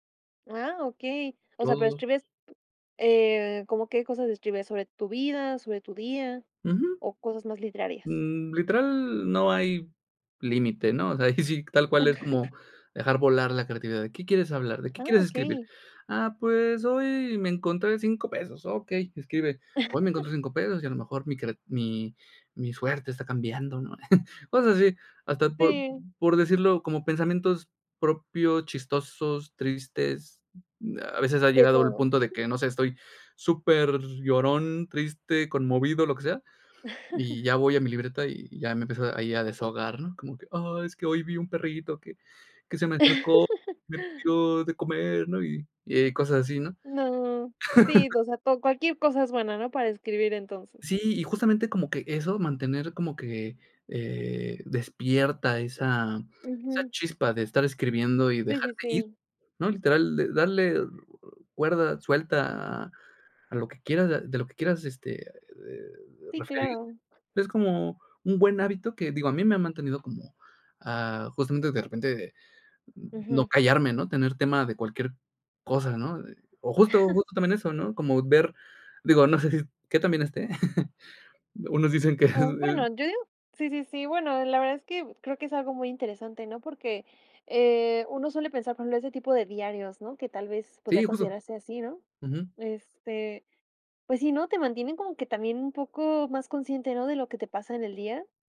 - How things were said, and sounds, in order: chuckle; laugh; laugh; chuckle; chuckle; laugh; laugh; laugh; chuckle; laughing while speaking: "Unos dicen que, es es"
- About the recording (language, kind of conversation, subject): Spanish, podcast, ¿Qué hábitos te ayudan a mantener la creatividad día a día?